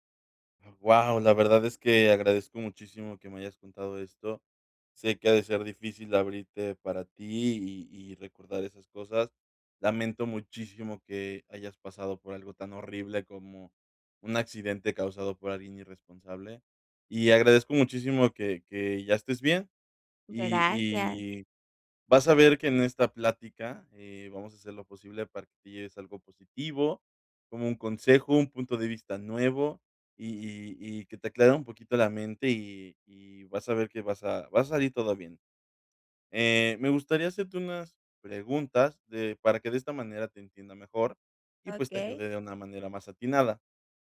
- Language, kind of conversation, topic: Spanish, advice, ¿Cómo puedo cambiar o corregir una decisión financiera importante que ya tomé?
- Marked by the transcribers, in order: none